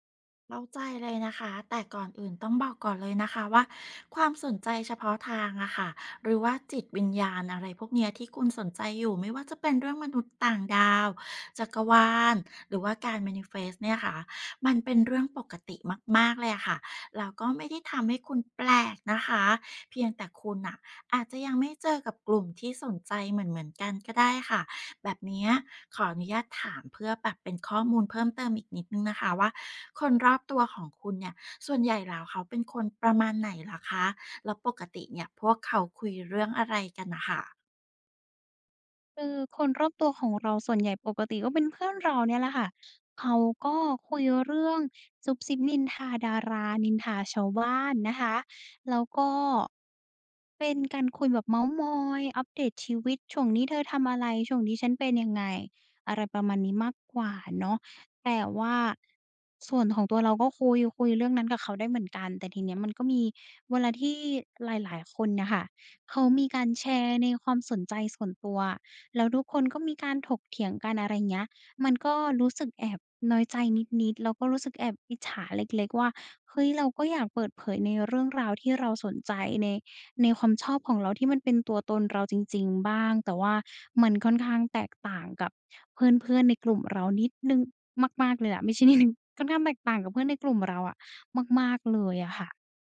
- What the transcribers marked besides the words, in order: in English: "manifest"; laughing while speaking: "ไม่ใช่นิดหนึ่ง"
- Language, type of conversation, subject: Thai, advice, คุณกำลังลังเลที่จะเปิดเผยตัวตนที่แตกต่างจากคนรอบข้างหรือไม่?